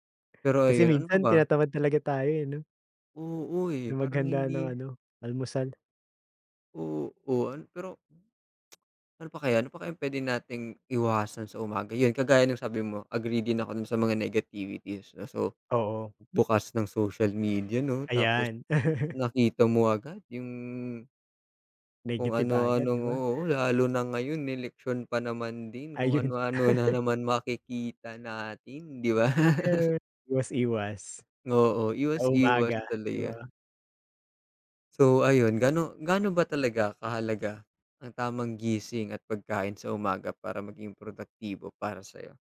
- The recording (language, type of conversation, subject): Filipino, unstructured, Ano ang madalas mong gawin tuwing umaga para maging mas produktibo?
- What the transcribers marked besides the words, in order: tapping; other noise; other background noise; tsk; laugh; laughing while speaking: "Ayun"; laugh; laugh